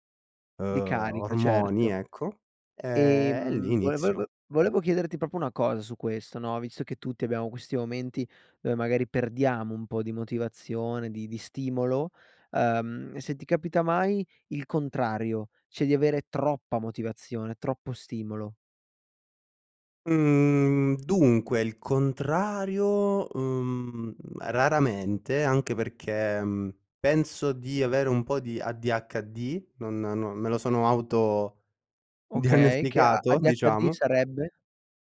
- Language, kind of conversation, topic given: Italian, podcast, Quando perdi la motivazione, cosa fai per ripartire?
- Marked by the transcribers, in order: "proprio" said as "propo"; "cioè" said as "ceh"; laughing while speaking: "autodiagnosticato"